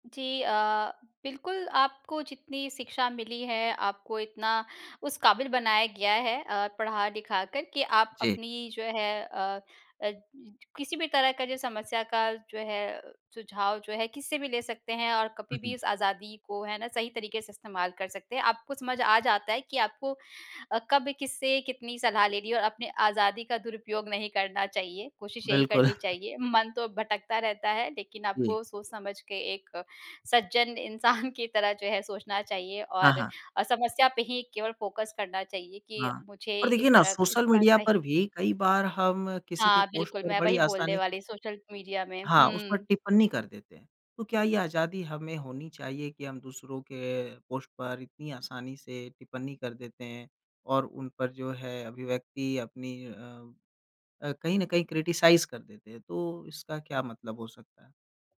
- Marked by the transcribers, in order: chuckle; laughing while speaking: "इंसान"; in English: "फ़ोकस"; in English: "पोस्ट"; in English: "क्रिटिसाइज़"
- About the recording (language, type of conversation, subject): Hindi, podcast, दूसरों की राय से आपकी अभिव्यक्ति कैसे बदलती है?